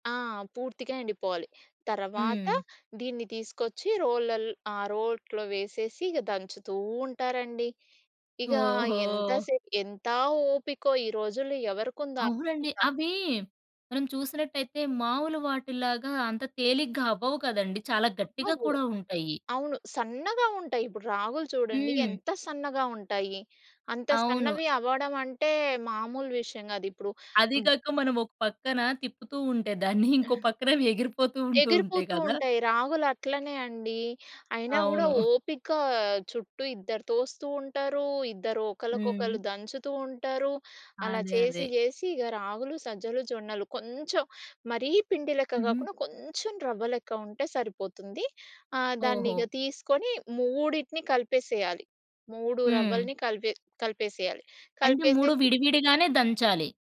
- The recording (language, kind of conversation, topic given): Telugu, podcast, మీ కుటుంబ వారసత్వాన్ని భవిష్యత్తు తరాలకు ఎలా నిలిపి ఉంచాలని మీరు అనుకుంటున్నారు?
- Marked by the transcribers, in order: tapping; chuckle